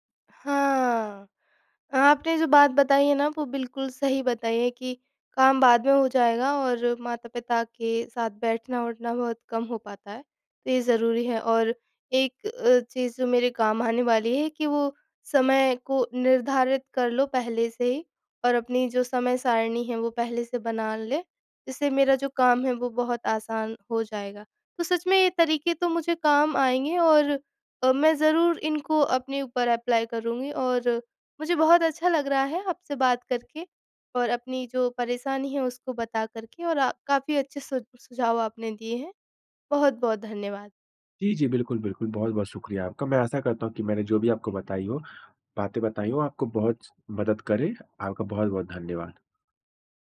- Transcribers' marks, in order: in English: "अप्लाई"
- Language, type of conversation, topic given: Hindi, advice, छुट्टियों या सप्ताहांत में भी काम के विचारों से मन को आराम क्यों नहीं मिल पाता?